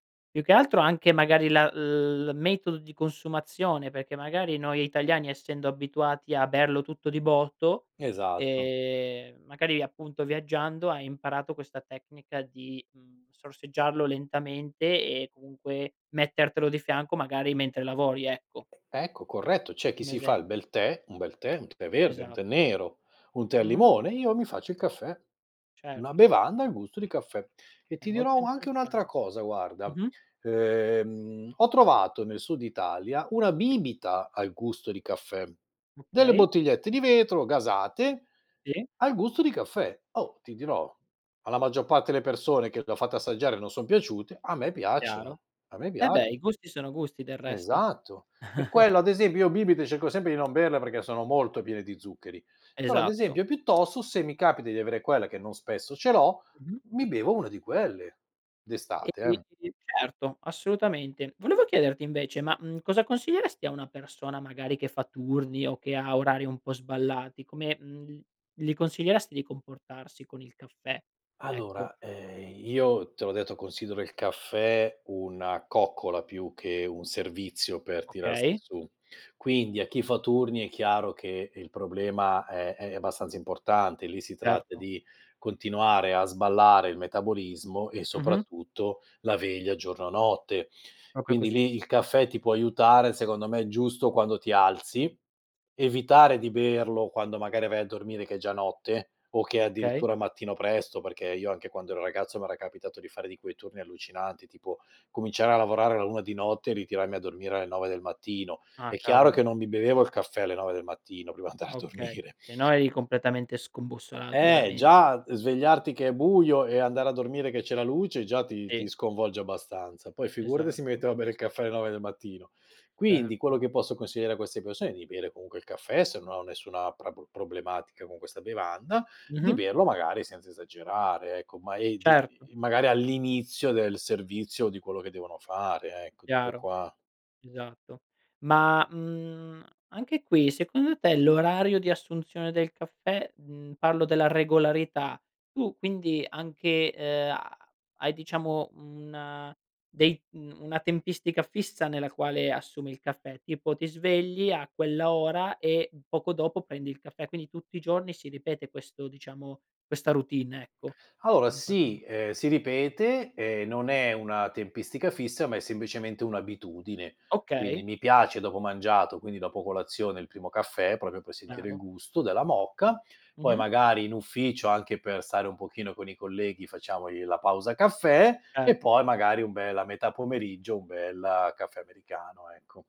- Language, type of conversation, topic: Italian, podcast, Come bilanci la caffeina e il riposo senza esagerare?
- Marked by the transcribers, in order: tapping; other background noise; chuckle; unintelligible speech; "Proprio" said as "propio"; laughing while speaking: "andare a dormire"; unintelligible speech; "semplicemente" said as "semblicemente"; "proprio" said as "propio"